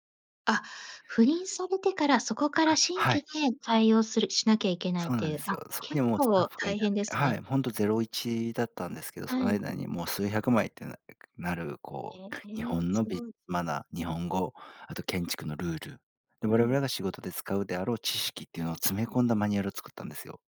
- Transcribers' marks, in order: none
- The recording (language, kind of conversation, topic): Japanese, podcast, そのプロジェクトで一番誇りに思っていることは何ですか？